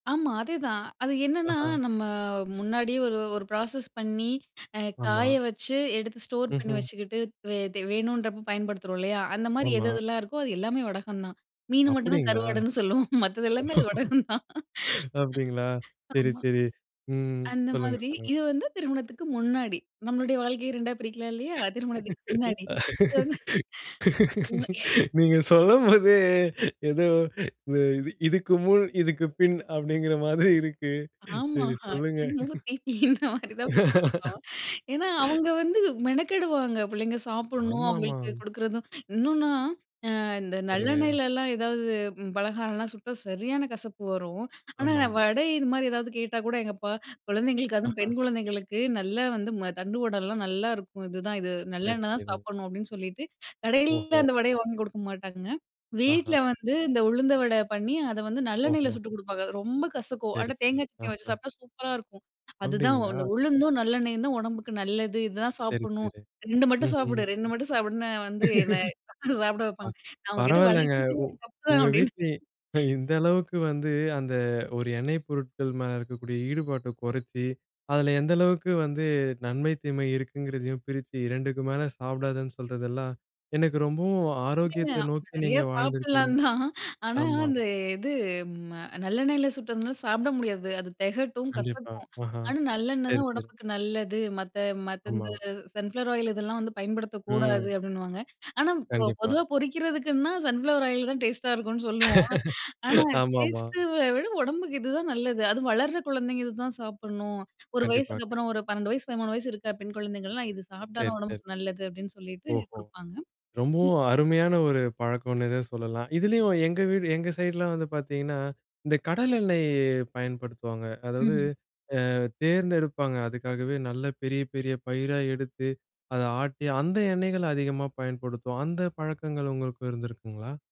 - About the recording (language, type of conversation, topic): Tamil, podcast, மழைக்காலத்தில் உங்களுக்கு மனதில் நிற்கும் சிற்றுண்டி நினைவுகள் என்னென்ன?
- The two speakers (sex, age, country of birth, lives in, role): female, 30-34, India, India, guest; male, 20-24, India, India, host
- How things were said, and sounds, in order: in English: "ப்ராசஸ்"; in English: "ஸ்டோர்"; laugh; tapping; laughing while speaking: "சொல்லுவோம். மத்தது எல்லாமே அது வடகம் தான். ஆமா"; laughing while speaking: "நீங்க சொல்லும்போதே, ஏதோ இது இது … இருக்கு. சரி சொல்லுங்க"; sneeze; unintelligible speech; sneeze; other background noise; laugh; laugh; in English: "டேஸ்ட்டா"; in English: "டேஸ்ட்ட"; laugh; unintelligible speech; unintelligible speech